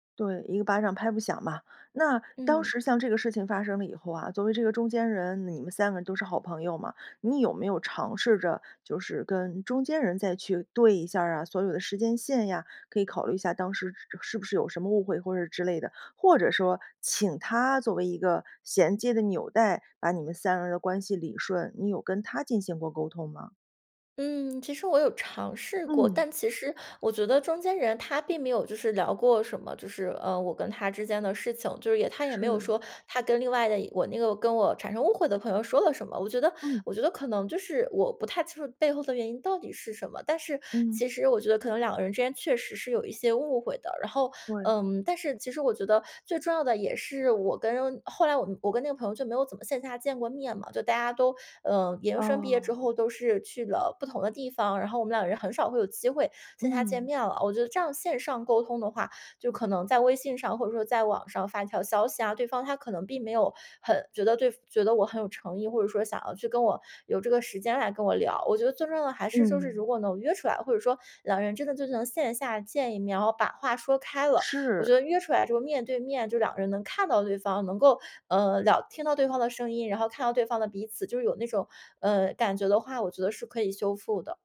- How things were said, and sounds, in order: "是" said as "至"
- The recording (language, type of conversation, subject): Chinese, podcast, 你会怎么修复沟通中的误解？